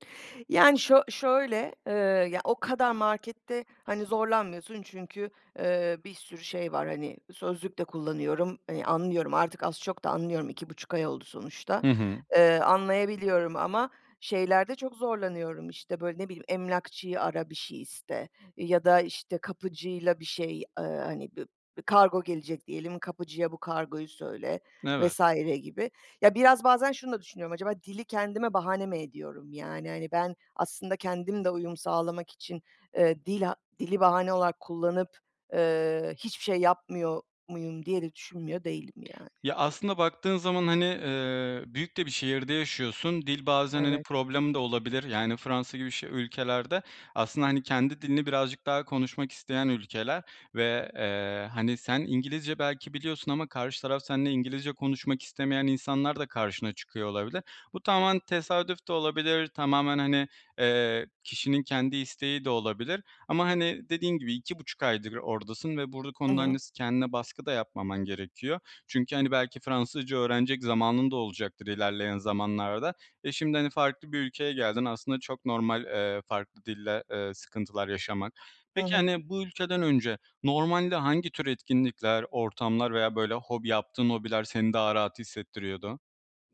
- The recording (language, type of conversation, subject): Turkish, advice, Yeni bir yerde kendimi nasıl daha çabuk ait hissedebilirim?
- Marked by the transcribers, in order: other noise